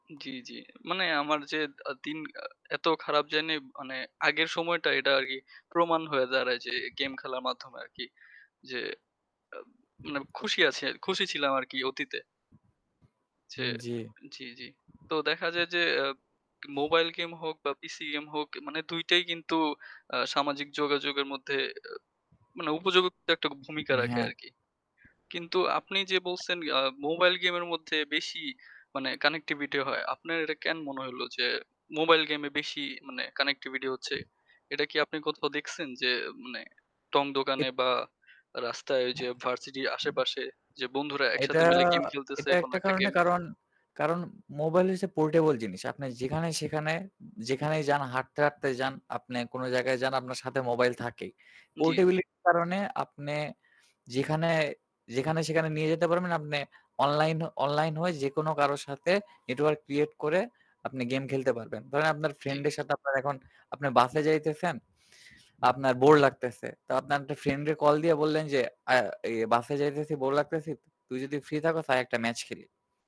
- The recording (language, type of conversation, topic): Bengali, unstructured, মোবাইল গেম আর পিসি গেমের মধ্যে কোনটি আপনার কাছে বেশি উপভোগ্য?
- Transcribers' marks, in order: static